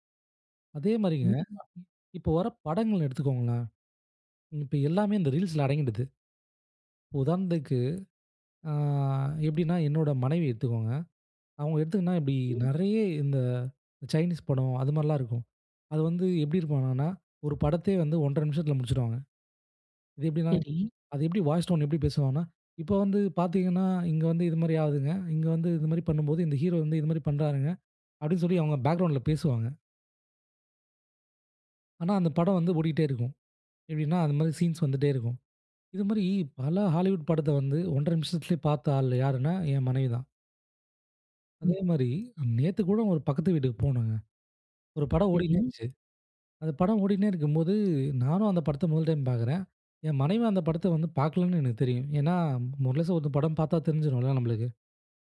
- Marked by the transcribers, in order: "கண்டிப்பா" said as "ண்டிப்பா"; other background noise; drawn out: "ஆ"; in English: "வாய்ஸ் டோன்"; in English: "பேக்கிரவுண்ட்ல"; other noise
- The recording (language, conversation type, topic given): Tamil, podcast, சிறு கால வீடியோக்கள் முழுநீளத் திரைப்படங்களை மிஞ்சி வருகிறதா?